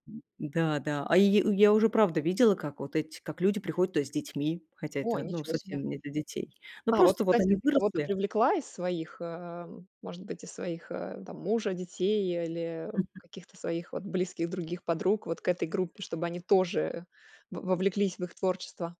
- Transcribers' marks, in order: tapping; other background noise
- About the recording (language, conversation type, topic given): Russian, podcast, Какой первый концерт произвёл на тебя сильное впечатление?